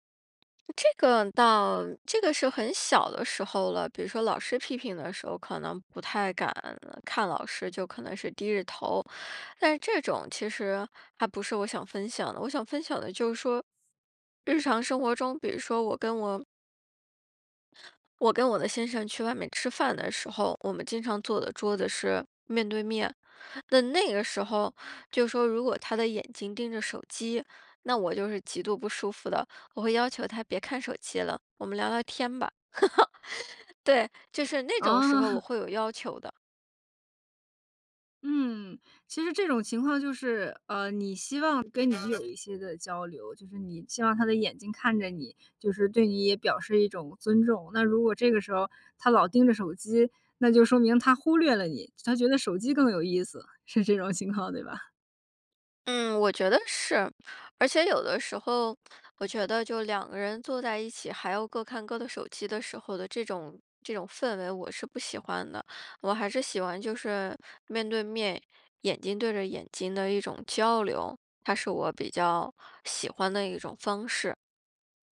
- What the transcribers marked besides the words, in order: other background noise; chuckle; chuckle
- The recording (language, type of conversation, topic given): Chinese, podcast, 当别人和你说话时不看你的眼睛，你会怎么解读？